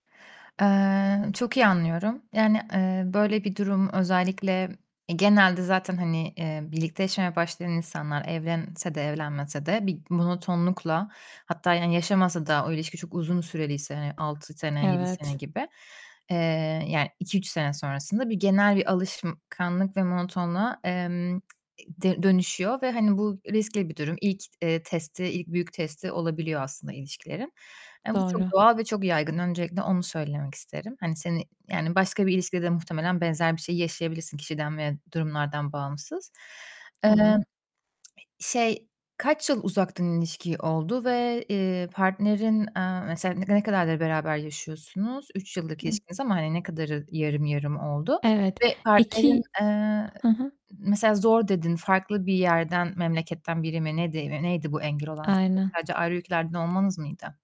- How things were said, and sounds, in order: other background noise; tapping; distorted speech; mechanical hum
- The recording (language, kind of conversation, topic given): Turkish, advice, İlişkinizdeki monotonluğu kırıp yakınlık ve heyecanı yeniden nasıl artırabilirsiniz?